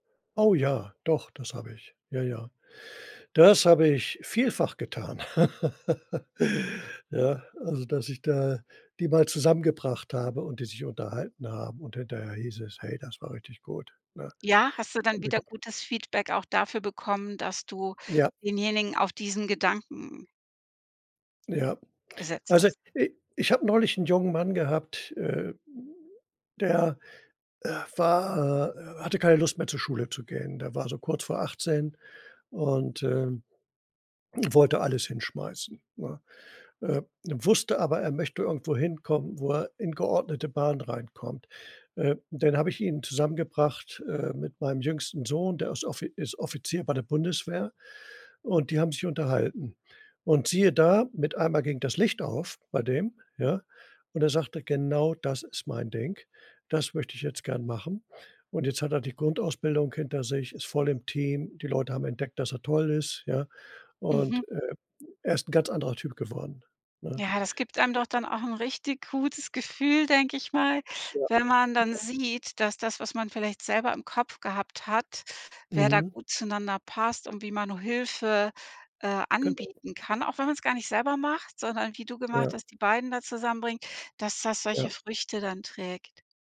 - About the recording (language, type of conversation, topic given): German, podcast, Wie gehst du mit Selbstzweifeln um?
- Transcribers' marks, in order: laugh; unintelligible speech; other background noise